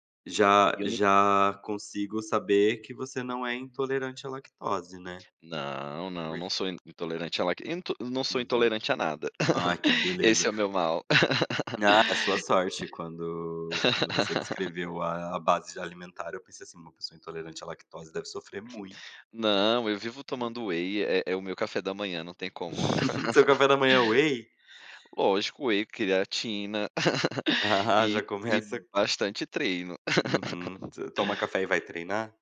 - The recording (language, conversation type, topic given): Portuguese, podcast, Você conheceu alguém que lhe apresentou a comida local?
- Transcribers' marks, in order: laugh; tapping; laugh; in English: "whey"; laugh; in English: "whey?"; in English: "whey"; chuckle; laugh; laugh